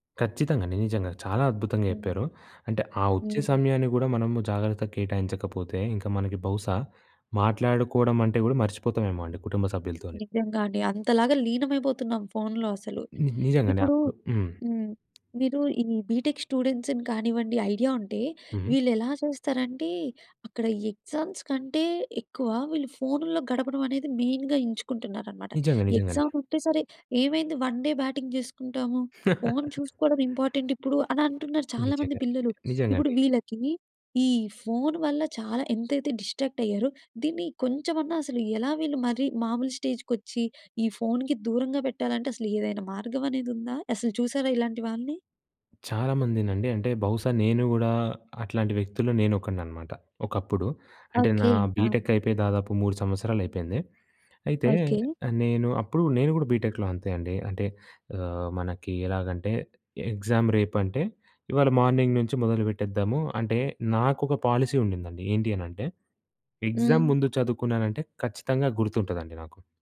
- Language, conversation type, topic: Telugu, podcast, పని, వ్యక్తిగత జీవితాల కోసం ఫోన్‑ఇతర పరికరాల వినియోగానికి మీరు ఏ విధంగా హద్దులు పెట్టుకుంటారు?
- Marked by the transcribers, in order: in English: "బీటెక్ స్టూడెంట్స్‌ని"; other background noise; in English: "ఎగ్జామ్స్"; in English: "మెయిన్‌గా"; in English: "వన్ డే బ్యాటింగ్"; laugh; in English: "స్టేజ్‌కొచ్చీ"; in English: "బీటెక్‍లో"; in English: "ఎగ్జామ్"; in English: "మార్నింగ్"; in English: "పాలసీ"; in English: "ఎగ్జామ్"